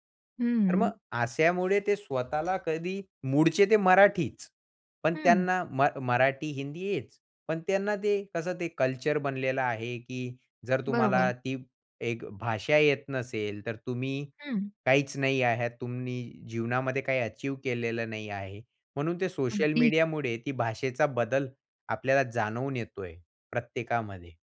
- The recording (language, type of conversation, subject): Marathi, podcast, सोशल मीडियावर भाषा कशी बदलते याबद्दल तुमचा अनुभव काय आहे?
- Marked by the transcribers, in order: other background noise